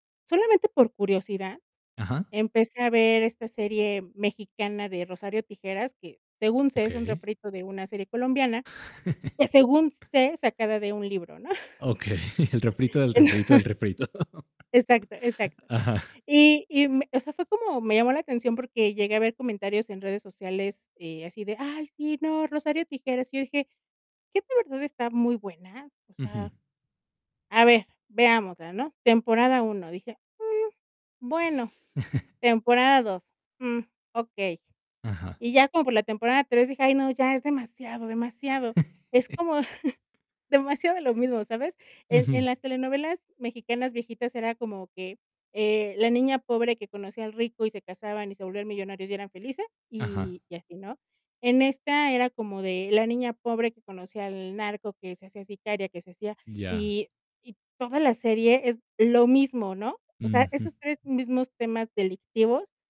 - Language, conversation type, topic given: Spanish, podcast, ¿Qué es lo que más te atrae del cine y las series?
- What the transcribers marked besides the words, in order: laugh; static; laughing while speaking: "Okey"; chuckle; chuckle; chuckle; chuckle